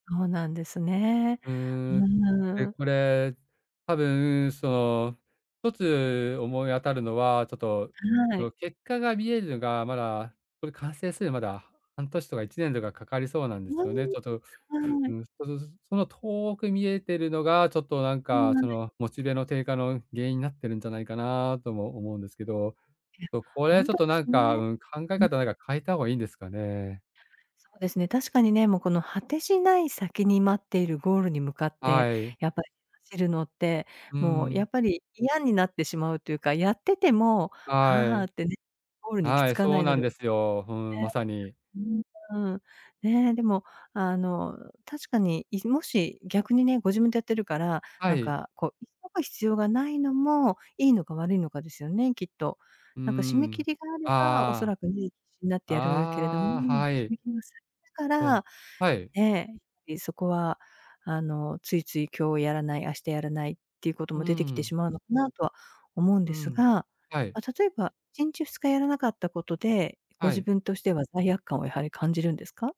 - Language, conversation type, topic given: Japanese, advice, 長期間にわたってやる気を維持するにはどうすればよいですか？
- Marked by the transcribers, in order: none